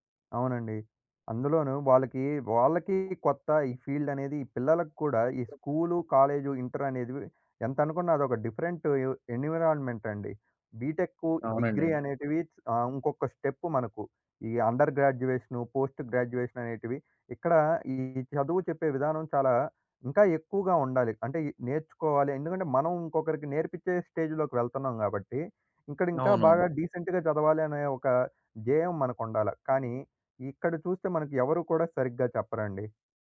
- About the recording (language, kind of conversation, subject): Telugu, podcast, పరిమిత బడ్జెట్‌లో ఒక నైపుణ్యాన్ని ఎలా నేర్చుకుంటారు?
- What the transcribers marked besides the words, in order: tapping; other background noise; in English: "అండర్"; in English: "స్టేజ్‌లోకి"; in English: "డీసెంట్‌గా"